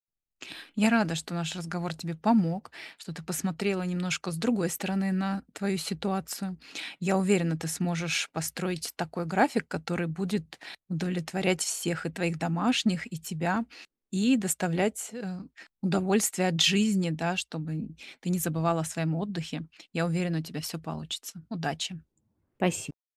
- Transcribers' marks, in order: none
- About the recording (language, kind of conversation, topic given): Russian, advice, Как мне вернуть устойчивый рабочий ритм и выстроить личные границы?